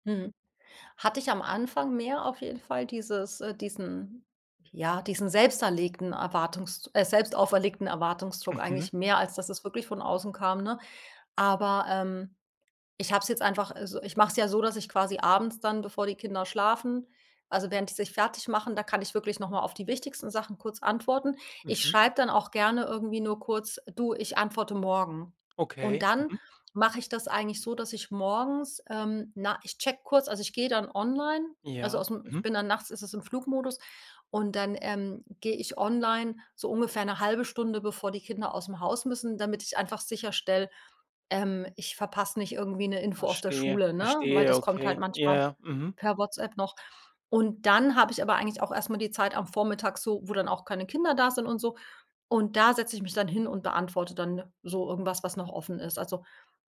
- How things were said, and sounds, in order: none
- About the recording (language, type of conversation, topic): German, podcast, Welche Routinen helfen dir, abends offline zu bleiben?